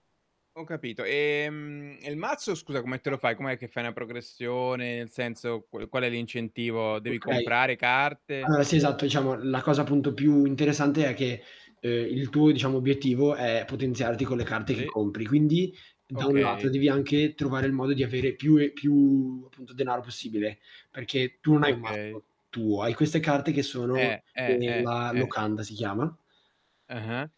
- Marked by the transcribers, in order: other background noise; tapping; static; distorted speech
- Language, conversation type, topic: Italian, unstructured, Qual è il tuo hobby preferito e perché ti piace così tanto?